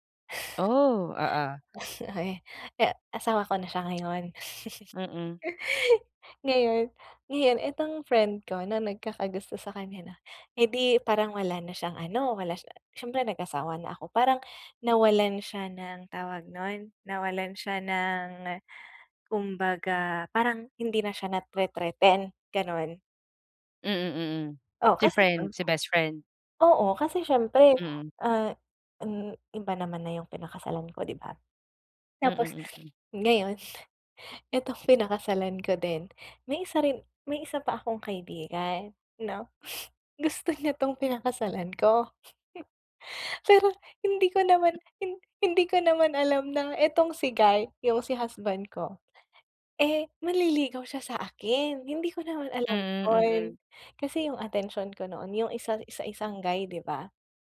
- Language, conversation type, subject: Filipino, advice, Paano ko pipiliin ang tamang gagawin kapag nahaharap ako sa isang mahirap na pasiya?
- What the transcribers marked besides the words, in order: chuckle; chuckle; other background noise; sniff; gasp; chuckle; sniff; laughing while speaking: "niya"; chuckle